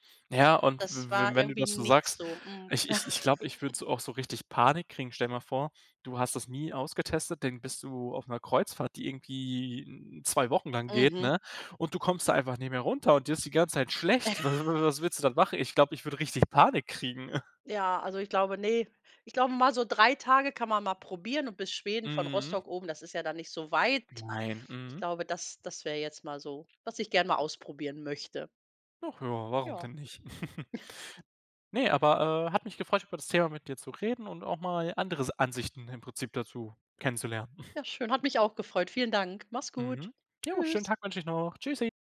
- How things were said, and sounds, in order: chuckle; snort; tapping; chuckle; chuckle; snort; snort
- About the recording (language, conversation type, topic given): German, unstructured, Reist du lieber alleine oder mit Freunden, und warum?